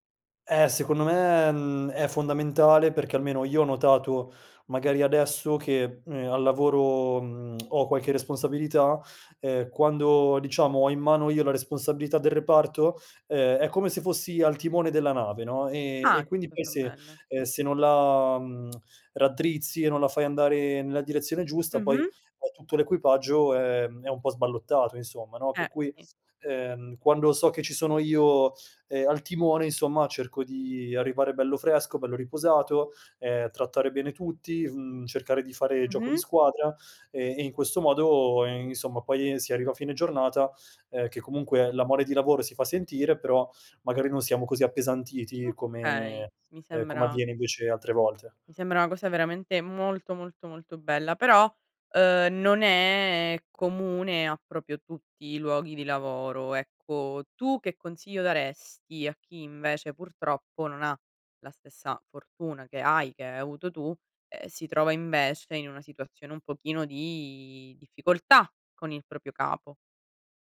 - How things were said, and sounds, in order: tongue click; tongue click
- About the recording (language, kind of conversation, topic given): Italian, podcast, Hai un capo che ti fa sentire invincibile?
- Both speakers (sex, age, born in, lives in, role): female, 60-64, Italy, Italy, host; male, 30-34, Italy, Italy, guest